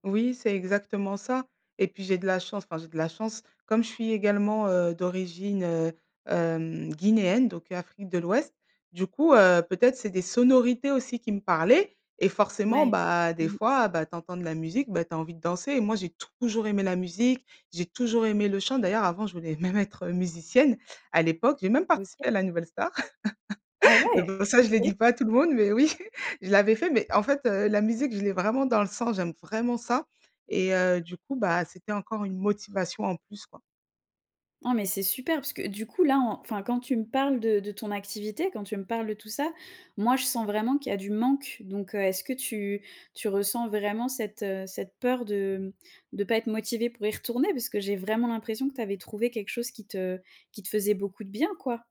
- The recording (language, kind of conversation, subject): French, advice, Comment remplacer mes mauvaises habitudes par de nouvelles routines durables sans tout changer brutalement ?
- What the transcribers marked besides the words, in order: laughing while speaking: "même être"; tapping; laugh; laughing while speaking: "oui"